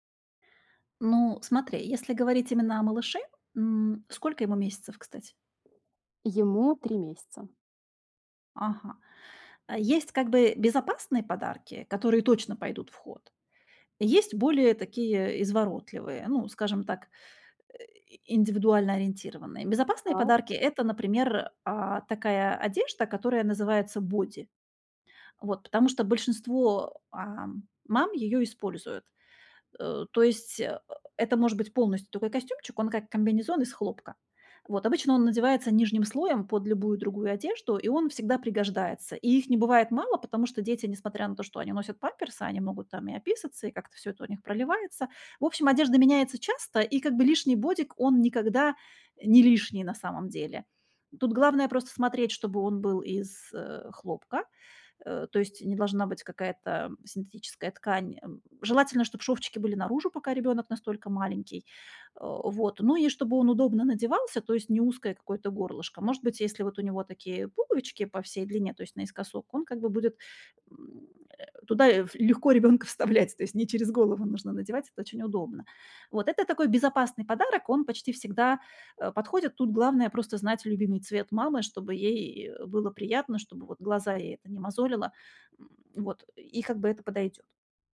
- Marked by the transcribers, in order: other background noise; laughing while speaking: "вставлять"
- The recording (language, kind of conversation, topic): Russian, advice, Как подобрать подарок, который действительно порадует человека и не будет лишним?